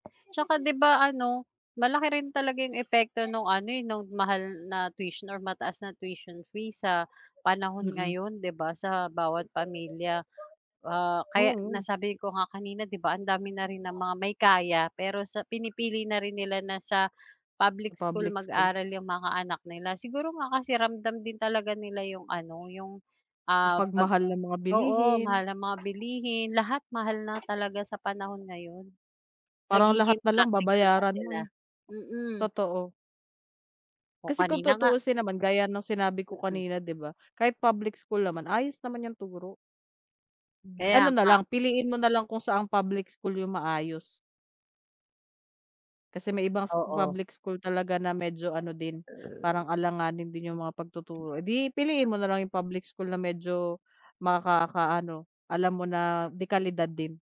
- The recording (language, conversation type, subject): Filipino, unstructured, Sa tingin mo ba, sulit ang halaga ng matrikula sa mga paaralan ngayon?
- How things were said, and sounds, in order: background speech; other noise; tapping